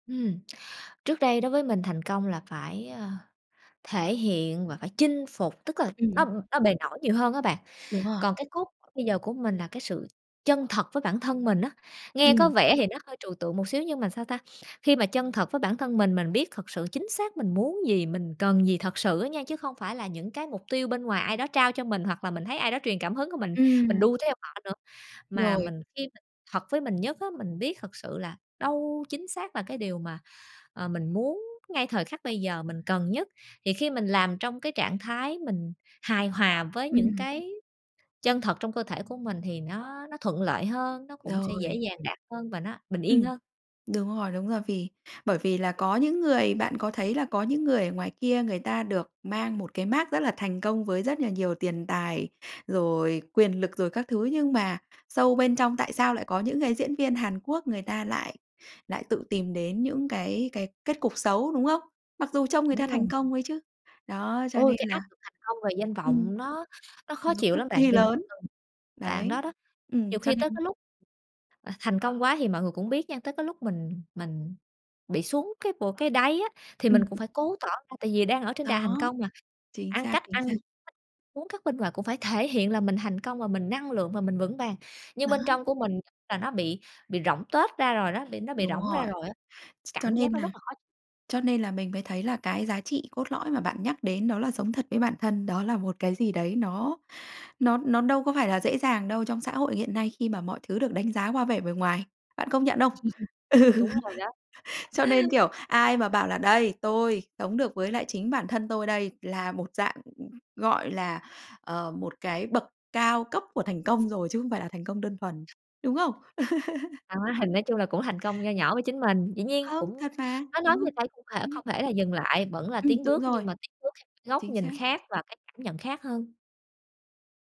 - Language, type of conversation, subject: Vietnamese, podcast, Bạn định nghĩa thành công cho bản thân như thế nào?
- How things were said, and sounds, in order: tapping; other background noise; unintelligible speech; laugh; laughing while speaking: "Ừ"; laugh; other noise; laugh